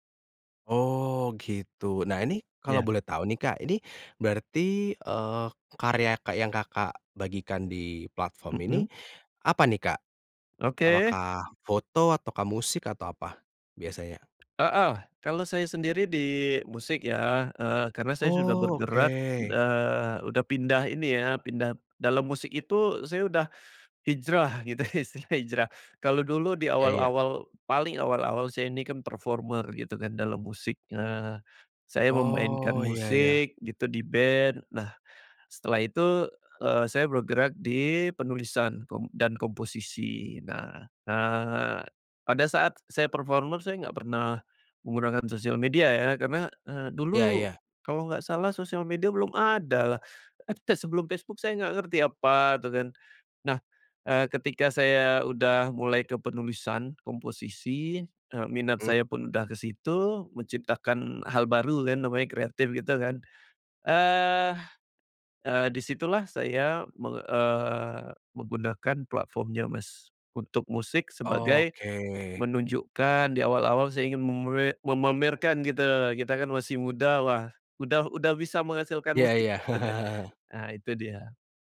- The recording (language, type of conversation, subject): Indonesian, podcast, Bagaimana kamu memilih platform untuk membagikan karya?
- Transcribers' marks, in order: tapping; laughing while speaking: "gitu istilahnya hijrah"; in English: "performer"; in English: "performer"; laughing while speaking: "gitu ya"; chuckle